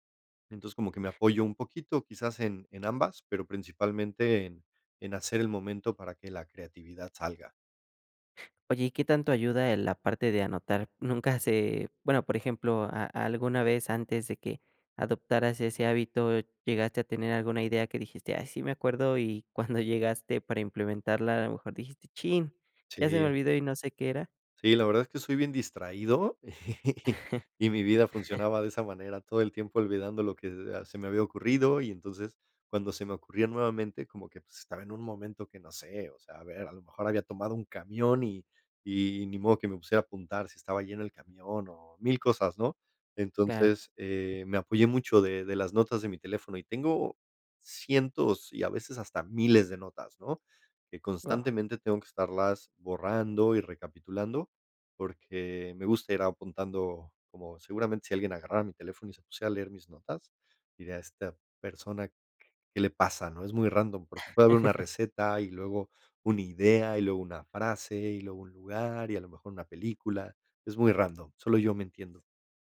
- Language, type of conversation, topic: Spanish, podcast, ¿Qué rutinas te ayudan a ser más creativo?
- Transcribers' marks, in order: laughing while speaking: "Nunca se"; laugh; chuckle; tapping; laugh